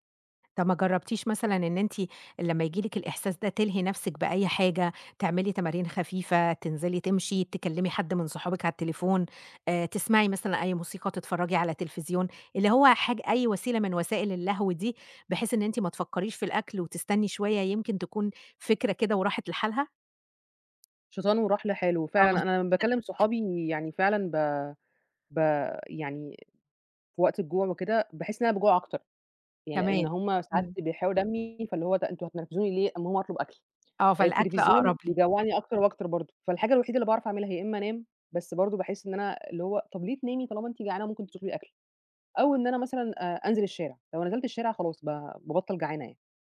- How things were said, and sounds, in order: other background noise; chuckle
- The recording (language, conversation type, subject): Arabic, advice, ليه باكل كتير لما ببقى متوتر أو زعلان؟